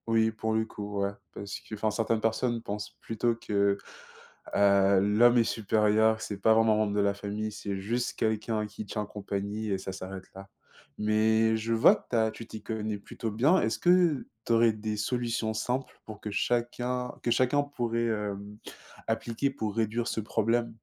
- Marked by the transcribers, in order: none
- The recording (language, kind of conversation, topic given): French, unstructured, Quel est ton avis sur les animaux abandonnés dans les rues ?